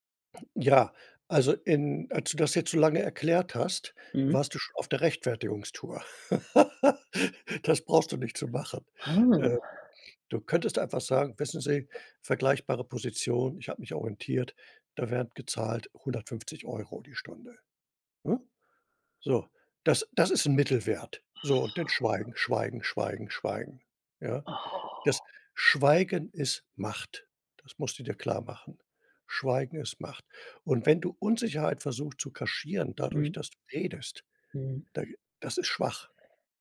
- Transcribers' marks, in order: laugh; anticipating: "Ah"; other noise; put-on voice: "Oh"
- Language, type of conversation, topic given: German, advice, Wie kann ich meine Unsicherheit vor einer Gehaltsverhandlung oder einem Beförderungsgespräch überwinden?